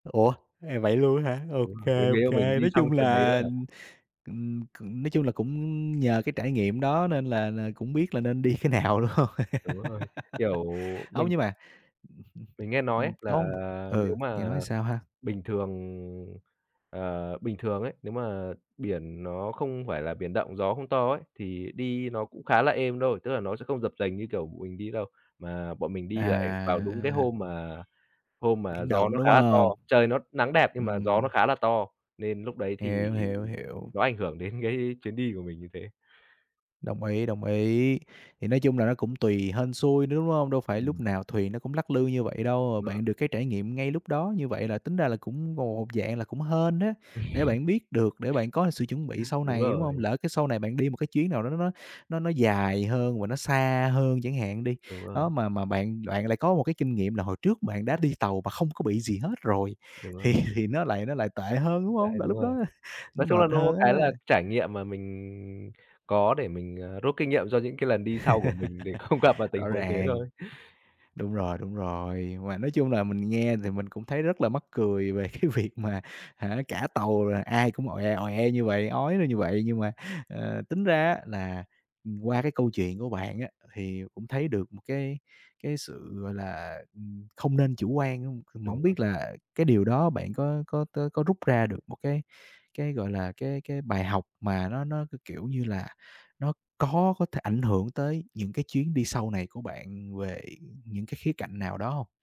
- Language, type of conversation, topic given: Vietnamese, podcast, Bạn có kỷ niệm hài hước nào khi đi xa không?
- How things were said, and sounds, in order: tapping; laughing while speaking: "đi"; laughing while speaking: "nào, đúng"; laugh; other background noise; laughing while speaking: "cái"; chuckle; laughing while speaking: "thì"; laughing while speaking: "đó"; laugh; laughing while speaking: "gặp"; laughing while speaking: "cái việc"